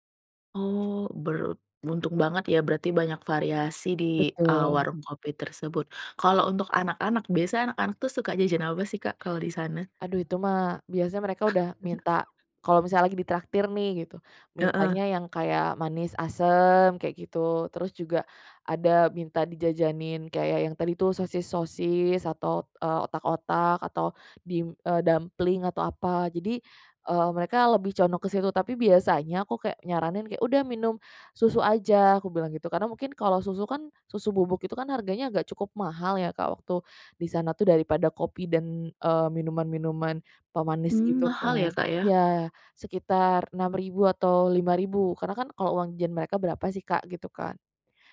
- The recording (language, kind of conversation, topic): Indonesian, podcast, Menurutmu, mengapa orang suka berkumpul di warung kopi atau lapak?
- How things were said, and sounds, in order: other background noise; chuckle; in English: "dumpling"; "jajan" said as "jan"